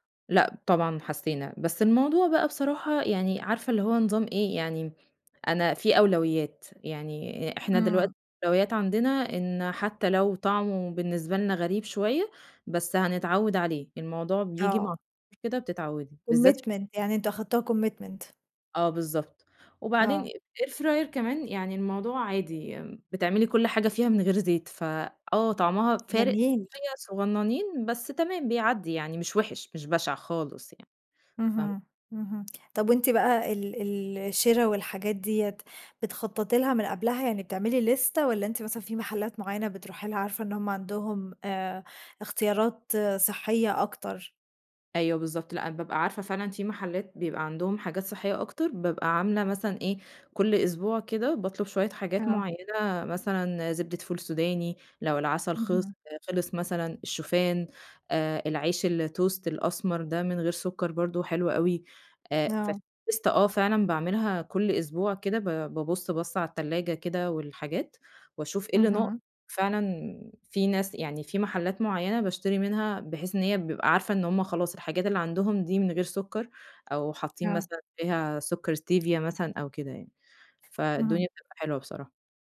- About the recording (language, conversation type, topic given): Arabic, podcast, إزاي تجهّز أكل صحي بسرعة في البيت؟
- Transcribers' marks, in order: in English: "commitment"; in English: "commitment"; in English: "air fryer"; in English: "ليستة"; tapping; in English: "الtoast"; in English: "فالليستة"